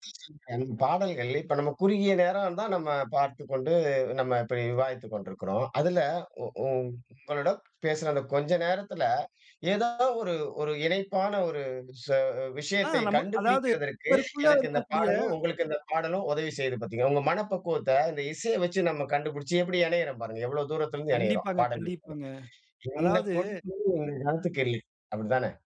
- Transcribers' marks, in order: unintelligible speech
- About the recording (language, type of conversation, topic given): Tamil, podcast, கடந்த கால பாடல்களை இப்போது மீண்டும் கேட்கத் தூண்டும் காரணங்கள் என்ன?